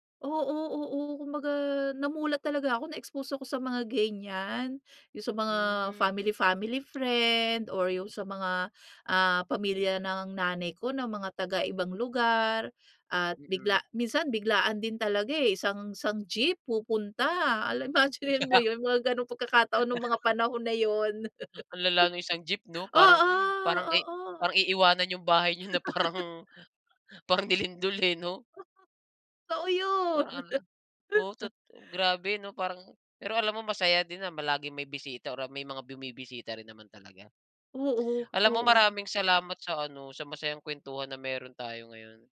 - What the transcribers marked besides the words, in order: joyful: "alam imaginin mo 'yun, mga … 'yun. Oo, oo"; laugh; joyful: "Ang lala nung isang jeep … parang nilindol, 'no?"; laughing while speaking: "imaginin"; laugh; laughing while speaking: "parang"; bird; chuckle; laugh; gasp
- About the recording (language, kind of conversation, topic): Filipino, podcast, Paano ninyo inihahanda ang bahay kapag may biglaang bisita?